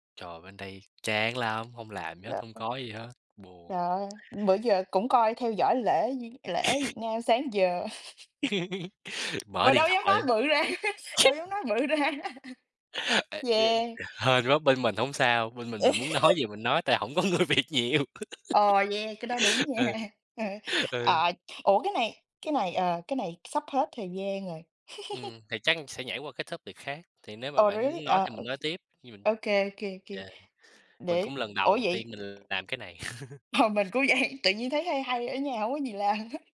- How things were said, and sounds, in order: other background noise; unintelligible speech; tapping; chuckle; laughing while speaking: "ra"; laugh; laughing while speaking: "ra"; laugh; laugh; laughing while speaking: "nói"; laughing while speaking: "có người Việt nhiều"; laugh; laughing while speaking: "nha"; chuckle; chuckle; in English: "topic"; in English: "really?"; laughing while speaking: "Mà"; chuckle; laughing while speaking: "vậy"; laughing while speaking: "làm hết"
- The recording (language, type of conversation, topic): Vietnamese, unstructured, Bạn thích loại hình du lịch nào nhất và vì sao?
- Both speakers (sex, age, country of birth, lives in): female, 20-24, Vietnam, United States; male, 20-24, Vietnam, United States